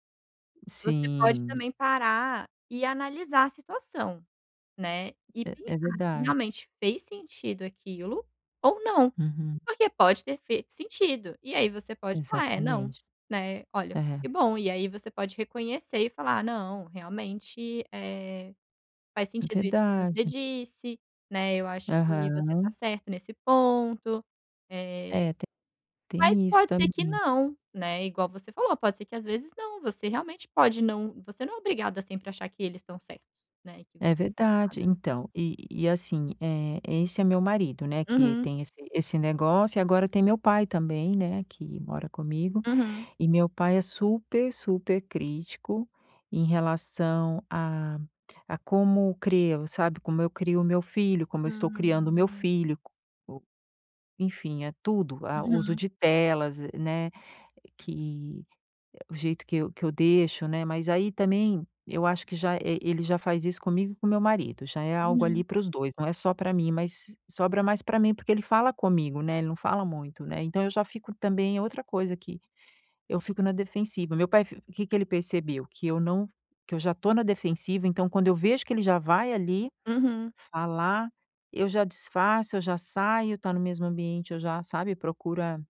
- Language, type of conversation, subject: Portuguese, advice, Como posso aprender a aceitar feedback sem ficar na defensiva?
- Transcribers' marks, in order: tapping; unintelligible speech